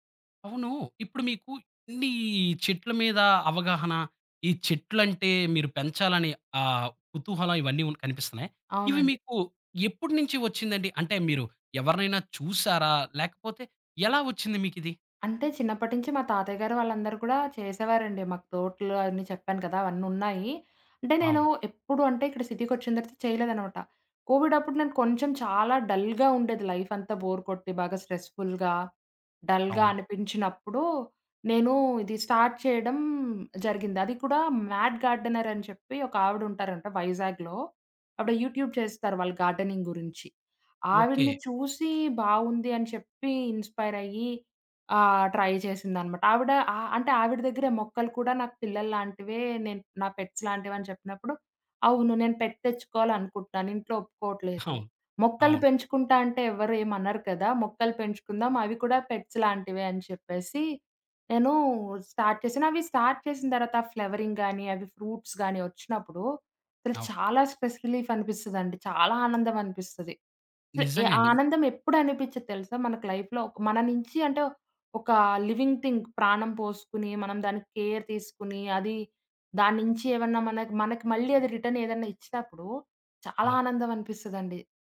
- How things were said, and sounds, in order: in English: "సిటీకొచ్చిన"; in English: "డల్‌గా"; in English: "బోర్"; in English: "స్ట్రెస్‌ఫుల్‌గా, డల్‌గా"; in English: "స్టార్ట్"; in English: "మ్యాట్ గార్డెనర్"; in English: "యూట్యూబ్"; in English: "గార్డెనింగ్"; in English: "ఇన్స్‌పైర్"; in English: "ట్రై"; in English: "పెట్స్"; in English: "పెట్"; chuckle; in English: "పెట్స్"; in English: "స్టార్ట్"; in English: "స్టార్ట్"; in English: "ఫ్లవరింగ్"; in English: "ఫ్రూట్స్"; in English: "స్ట్రెస్ రిలీఫ్"; in English: "లైఫ్‌లో"; in English: "లివింగ్ థింగ్"; in English: "కేర్"; in English: "రిటర్న్"
- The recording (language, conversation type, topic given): Telugu, podcast, హాబీలు మీ ఒత్తిడిని తగ్గించడంలో ఎలా సహాయపడతాయి?